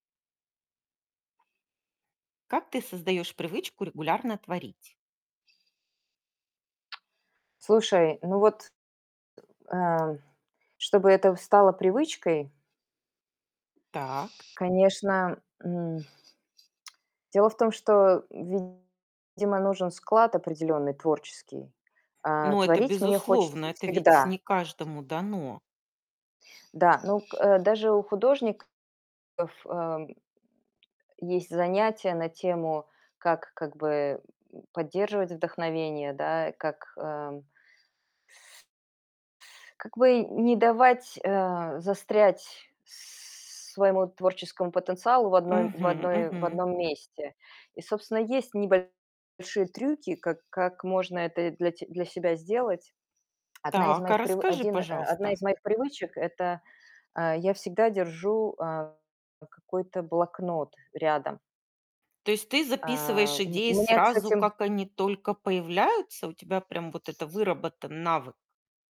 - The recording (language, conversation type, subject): Russian, podcast, Как вы вырабатываете привычку регулярно заниматься творчеством?
- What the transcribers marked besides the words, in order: tapping; grunt; other background noise; lip smack; distorted speech; static